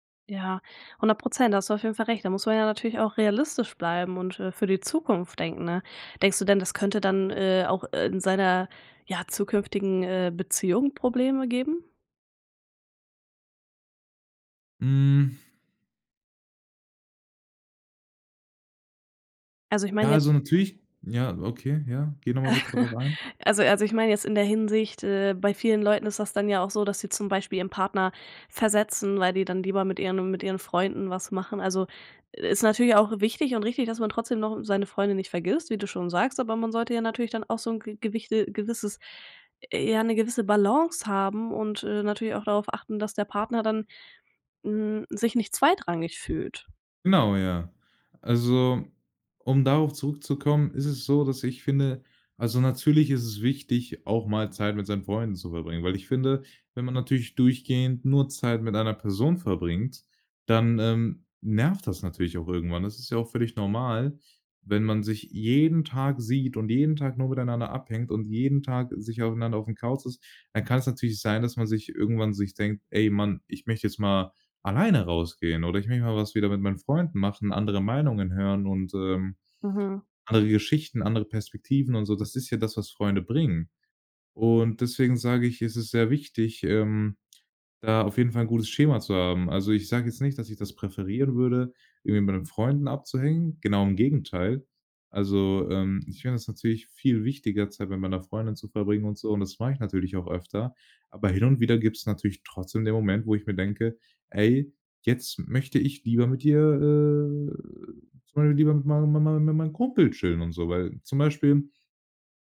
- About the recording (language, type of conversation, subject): German, podcast, Wie wichtig sind reale Treffen neben Online-Kontakten für dich?
- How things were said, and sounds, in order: chuckle; tapping; drawn out: "äh"